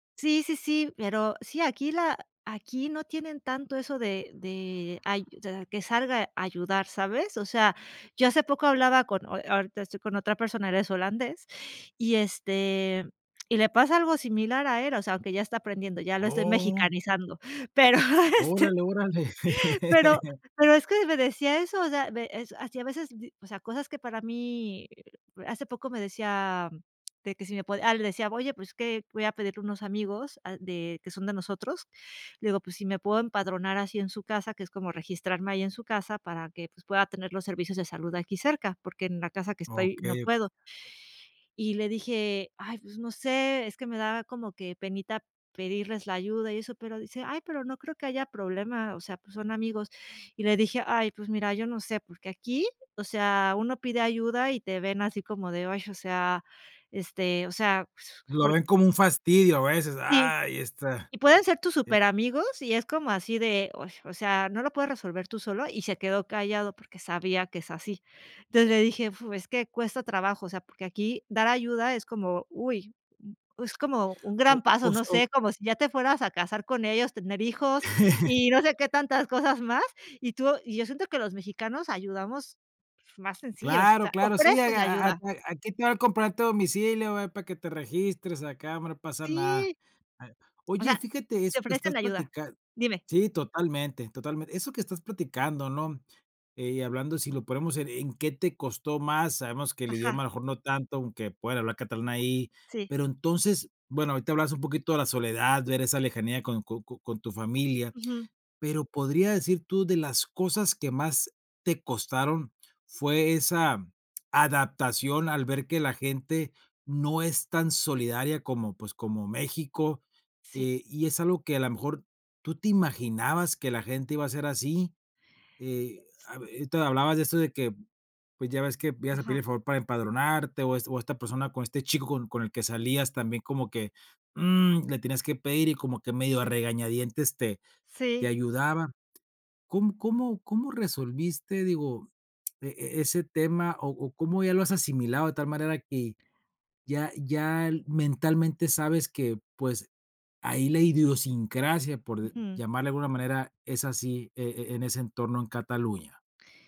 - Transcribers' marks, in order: chuckle; tapping
- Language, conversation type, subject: Spanish, podcast, ¿Qué te enseñó mudarte a otro país?